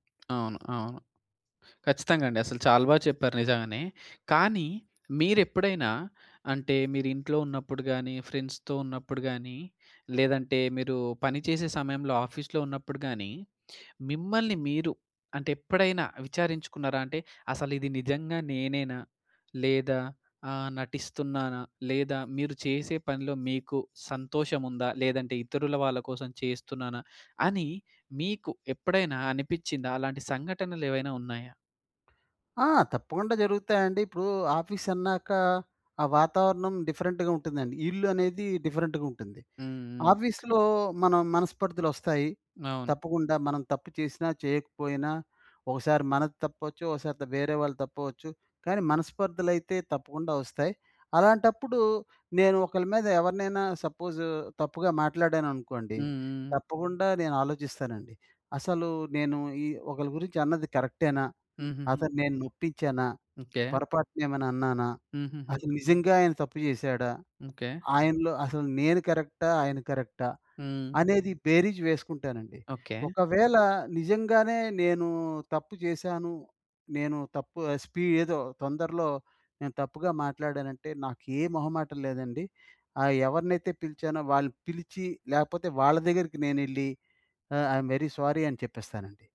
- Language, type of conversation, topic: Telugu, podcast, నువ్వు నిన్ను ఎలా అర్థం చేసుకుంటావు?
- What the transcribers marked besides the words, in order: tapping; in English: "ఫ్రెండ్స్‌తో"; in English: "ఆఫీస్‌లో"; other background noise; in English: "డిఫరెంట్‌గ"; in English: "డిఫరెంట్‌గ"; in English: "ఆఫీస్‌లో"; in English: "ఐ యమ్ వెరీ స్వోరీ"